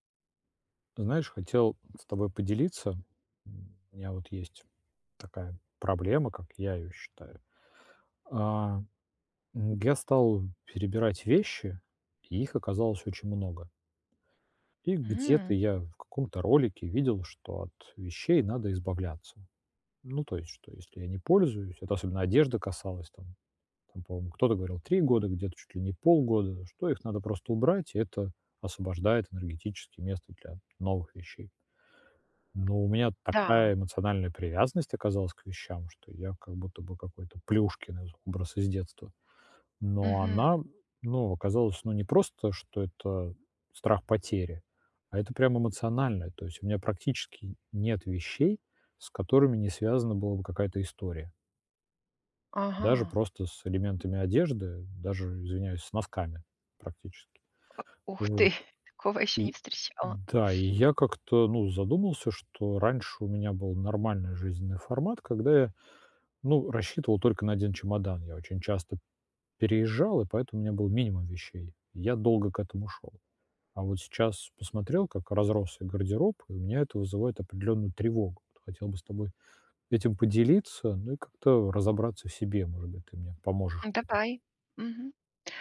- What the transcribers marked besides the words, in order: tapping
- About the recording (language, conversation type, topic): Russian, advice, Как отпустить эмоциональную привязанность к вещам без чувства вины?